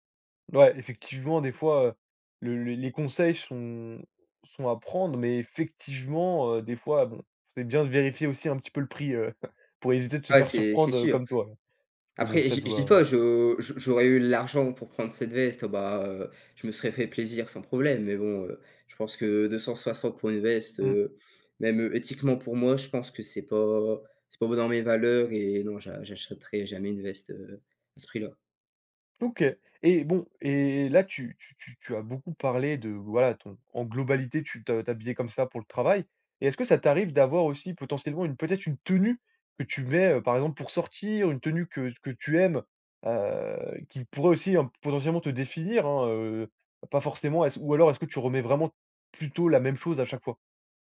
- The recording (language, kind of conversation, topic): French, podcast, Comment ton style vestimentaire a-t-il évolué au fil des années ?
- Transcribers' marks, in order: chuckle; stressed: "tenue"